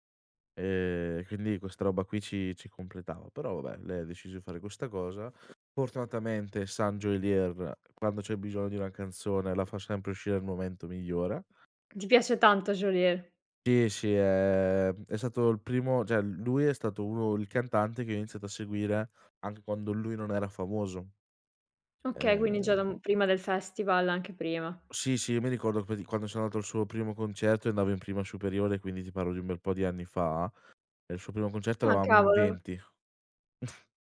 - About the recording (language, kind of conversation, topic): Italian, podcast, Qual è la canzone che più ti rappresenta?
- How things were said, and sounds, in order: "Geolier" said as "Gioelier"; other background noise; chuckle